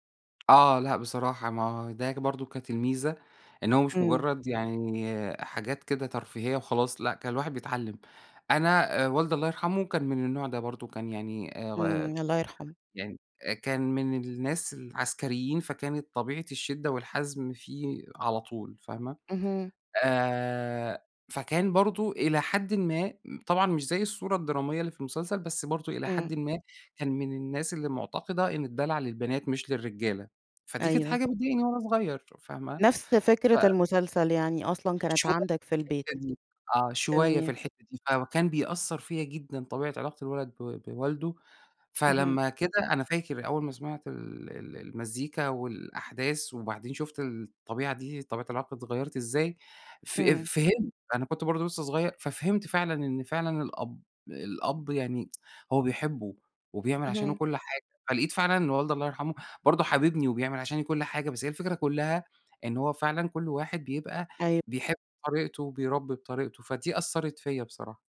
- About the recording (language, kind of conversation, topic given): Arabic, podcast, احكيلي عن مسلسل أثر فيك؟
- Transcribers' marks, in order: tapping